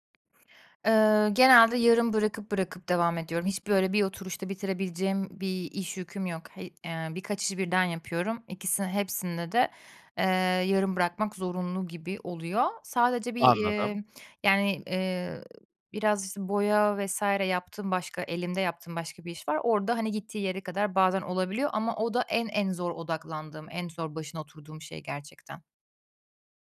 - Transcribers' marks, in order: tapping
- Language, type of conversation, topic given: Turkish, advice, Yaratıcı çalışmalarım için dikkat dağıtıcıları nasıl azaltıp zamanımı nasıl koruyabilirim?